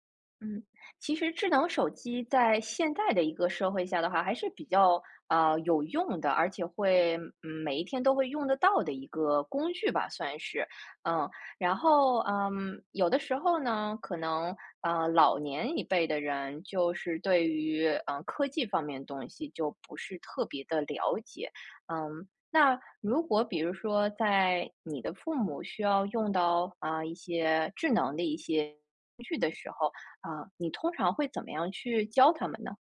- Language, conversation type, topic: Chinese, podcast, 你会怎么教父母用智能手机，避免麻烦？
- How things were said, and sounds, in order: none